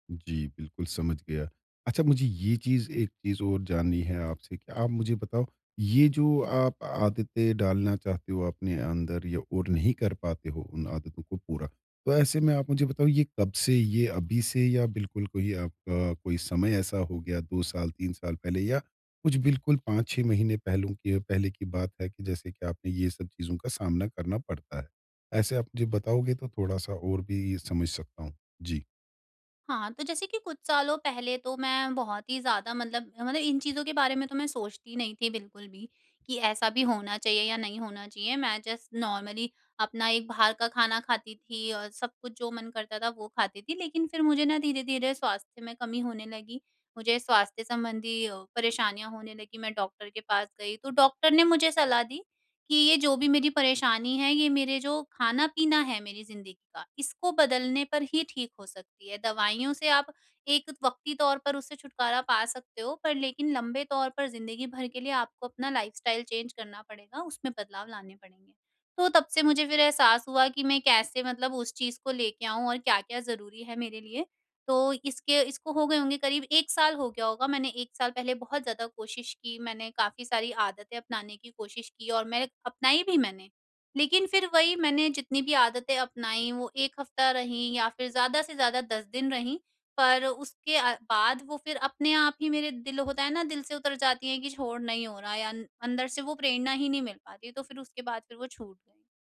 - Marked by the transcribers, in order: "पहले" said as "पहलों"; in English: "जस्ट नॉर्मली"; in English: "लाइफ्स्टाइल चेंज"
- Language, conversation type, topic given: Hindi, advice, मैं अपनी अच्छी आदतों को लगातार कैसे बनाए रख सकता/सकती हूँ?